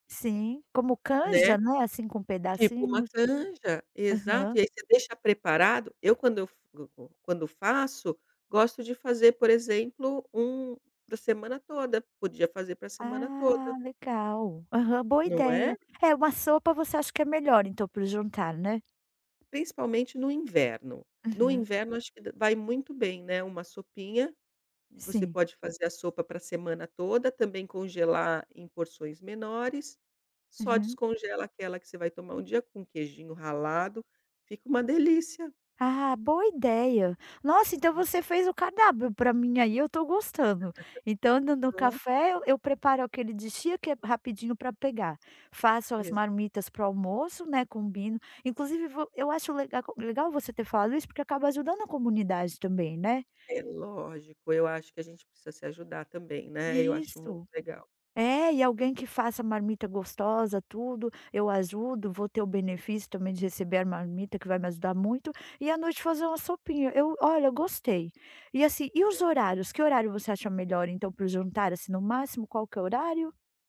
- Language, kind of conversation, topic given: Portuguese, advice, Como posso manter horários regulares para as refeições mesmo com pouco tempo?
- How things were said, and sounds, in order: other background noise; tapping; chuckle